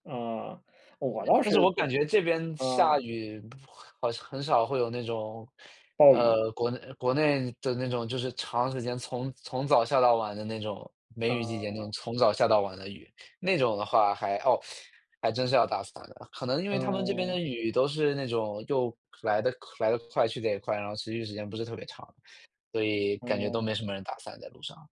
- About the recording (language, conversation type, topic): Chinese, unstructured, 你怎么看最近的天气变化？
- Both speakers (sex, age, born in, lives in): male, 25-29, China, Netherlands; male, 35-39, China, Germany
- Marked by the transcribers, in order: other background noise; teeth sucking; teeth sucking